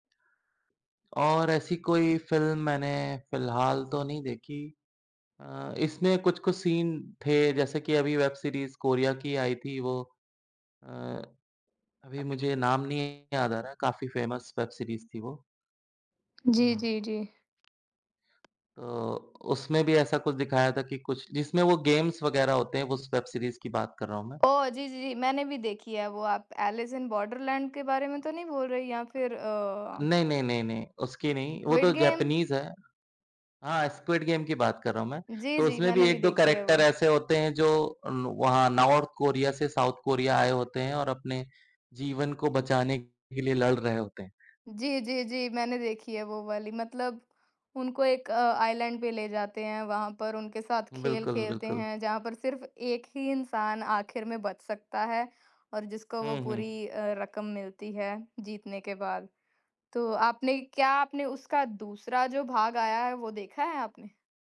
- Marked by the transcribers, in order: background speech; in English: "फेमस"; tapping; in English: "गेम्स"; in English: "करैक्टर"; in English: "आइलैंड"
- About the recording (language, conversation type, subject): Hindi, unstructured, किताब पढ़ना और फ़िल्म देखना, इनमें से आपको कौन-सा अधिक रोमांचक लगता है?